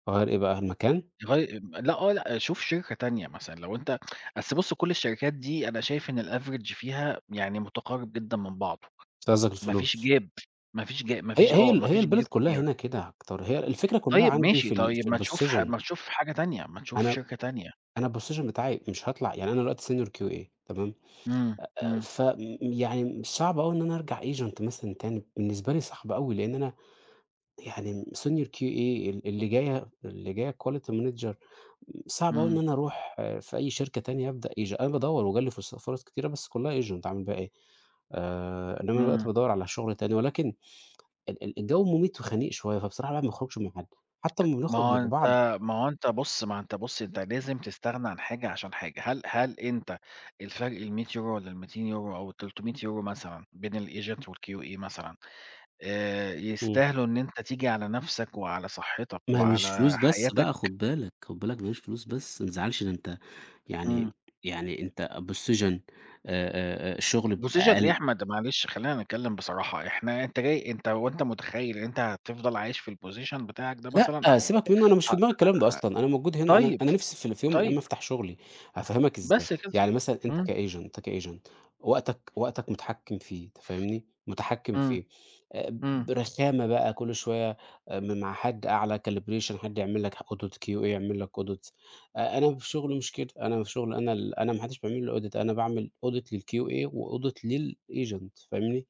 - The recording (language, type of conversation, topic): Arabic, unstructured, بتحب تقضي وقتك مع العيلة ولا مع صحابك، وليه؟
- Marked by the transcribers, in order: tsk; in English: "الaverage"; in English: "gap"; in English: "gap"; unintelligible speech; in English: "الposition"; in English: "الposition"; in English: "Senior QA"; sniff; in English: "agent"; in English: "Senior QA"; in English: "Quality Manager"; in English: "agent"; in English: "agent"; sniff; in English: "الagent والQA"; other background noise; in English: "position"; in English: "position"; in English: "الposition"; sniff; in English: "كagent"; in English: "كagent"; sniff; in English: "calibration"; in English: "audit QA"; in English: "audit"; in English: "الaudit"; in English: "audit لل QA وaudit للagent"